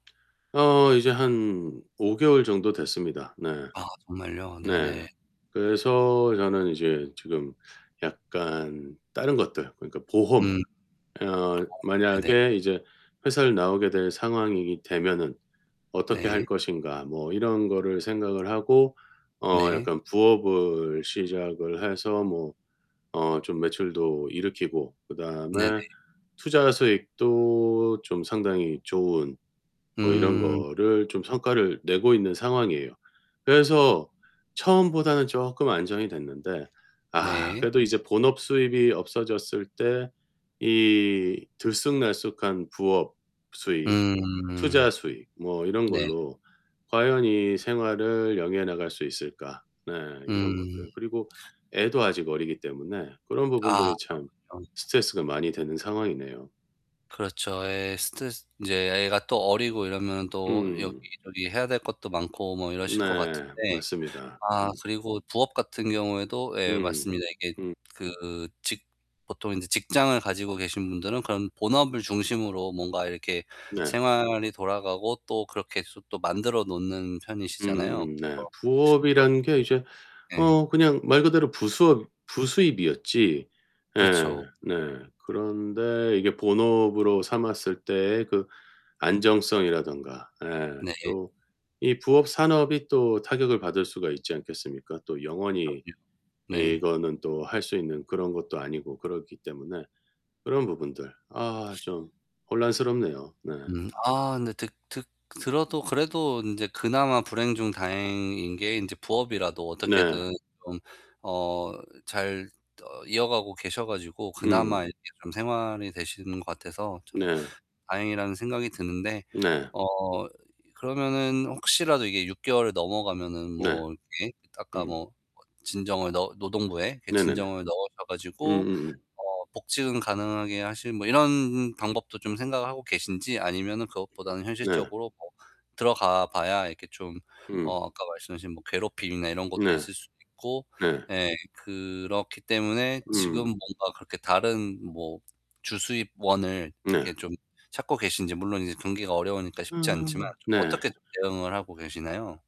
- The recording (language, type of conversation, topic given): Korean, advice, 매출 부진으로 미래에 대한 심한 불안감을 느끼는데 어떻게 해야 하나요?
- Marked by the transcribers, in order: tapping; distorted speech